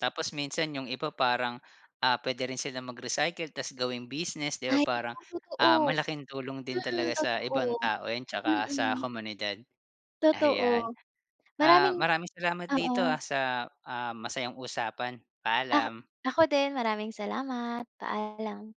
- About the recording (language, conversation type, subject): Filipino, podcast, Paano sa tingin mo dapat harapin ang problema ng plastik sa bansa?
- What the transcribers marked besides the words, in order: other background noise; tapping